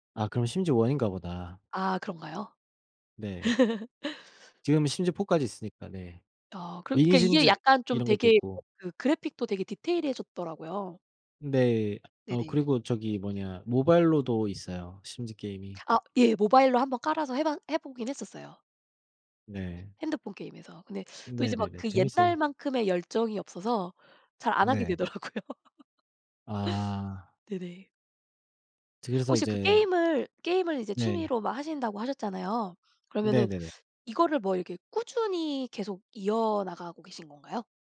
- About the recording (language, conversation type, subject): Korean, unstructured, 취미를 꾸준히 이어가는 비결이 무엇인가요?
- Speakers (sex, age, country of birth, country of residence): female, 40-44, South Korea, United States; male, 30-34, South Korea, Germany
- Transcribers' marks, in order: in English: "one인가"; other background noise; laugh; in English: "four까지"; tapping; laughing while speaking: "되더라고요"; laugh